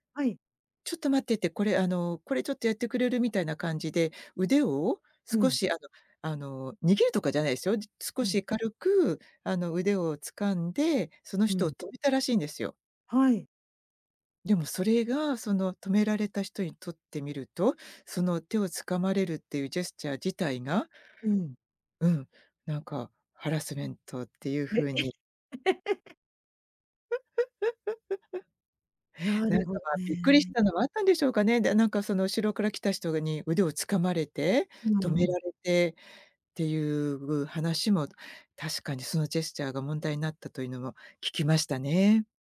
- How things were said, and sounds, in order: laugh
- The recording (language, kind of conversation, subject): Japanese, podcast, ジェスチャーの意味が文化によって違うと感じたことはありますか？